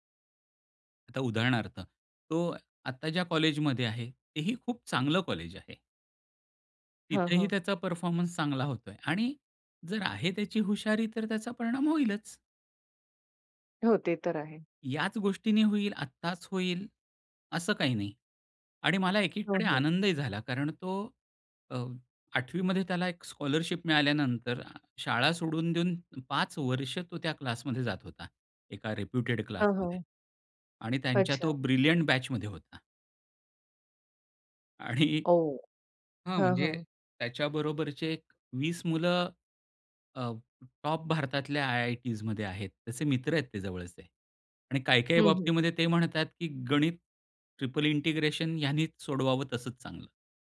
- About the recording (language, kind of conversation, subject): Marathi, podcast, पर्याय जास्त असतील तर तुम्ही कसे निवडता?
- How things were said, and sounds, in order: in English: "रेप्युटेड"; in English: "ब्रिलियंट"; in English: "ट्रिपल इंटिग्रेशन"